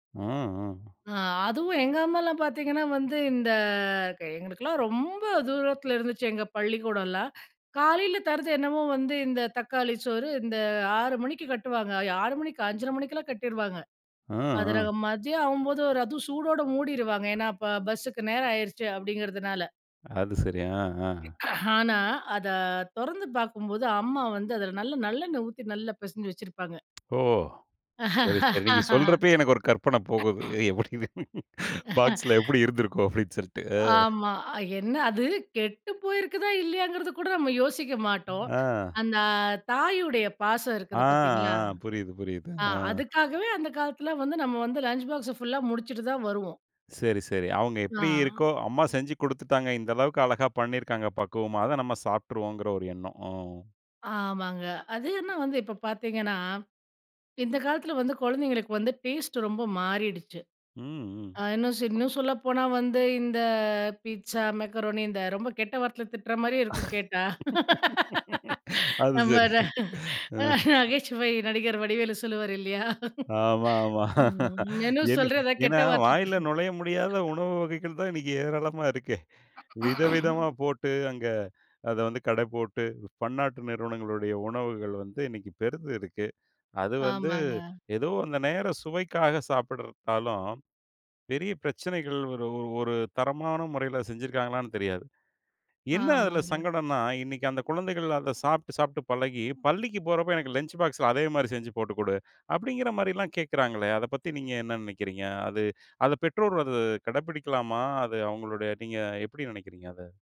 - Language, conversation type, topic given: Tamil, podcast, தினசரி மதிய உணவு வழங்கும் திட்டம் எவர்களுக்கு எந்த விதத்தில் அக்கறையையும் ஆதரவையும் வெளிப்படுத்துகிறது?
- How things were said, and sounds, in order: other background noise; "அதுல" said as "அதுர"; other noise; tapping; throat clearing; "ஆனா" said as "ஹானா"; chuckle; laughing while speaking: "பாக்ஸ்ல எப்படி இருந்திருக்கும்? அப்டின்னு சொல்ட்டு. அ"; chuckle; in English: "டேஸ்ட்"; laughing while speaking: "அது சரி. அ"; laughing while speaking: "நம்ம நகைச்சுவை நடிகர் வடிவேலு சொல்லுவாரு இல்லையா. மெனு சொல்ற? எதா கெட்ட வார்த்தைல திட்ற"; laughing while speaking: "ஆமா. ஆமா. என்ன ஏன்னா வாயில … இன்னிக்கு ஏராளமா இருக்கே"; throat clearing